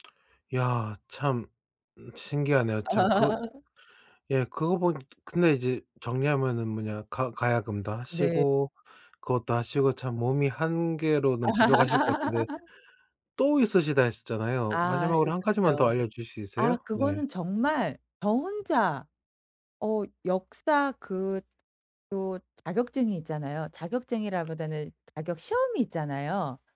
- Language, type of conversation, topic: Korean, podcast, 평생학습을 시작하게 된 계기는 무엇이었나요?
- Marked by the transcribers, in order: laugh; tapping; laugh; other background noise